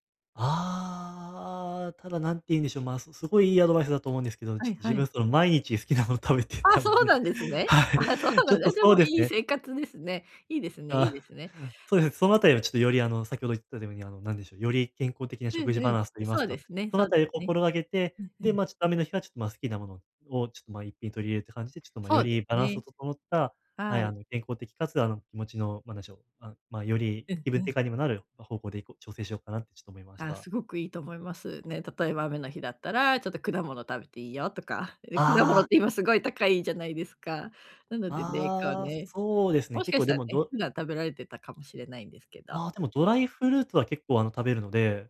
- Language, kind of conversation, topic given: Japanese, advice, 頭がぼんやりして集中できないとき、思考をはっきりさせて注意力を取り戻すにはどうすればよいですか？
- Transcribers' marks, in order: laughing while speaking: "毎日好きなもの食べてたので。はい"; laughing while speaking: "あ、そうなんですね。あ、そうな"